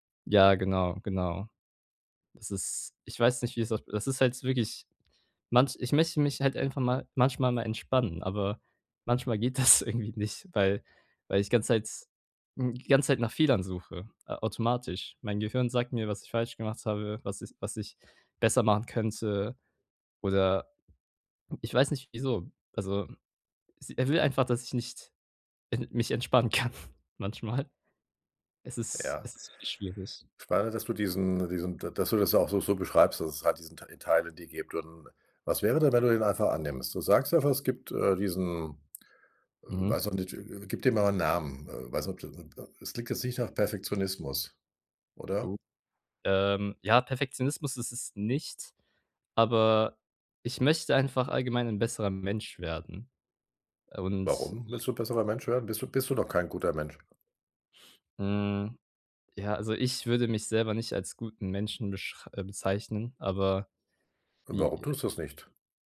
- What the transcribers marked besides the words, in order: laughing while speaking: "das irgendwie"; laughing while speaking: "kann manchmal"; unintelligible speech
- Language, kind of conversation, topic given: German, advice, Warum fällt es mir schwer, meine eigenen Erfolge anzuerkennen?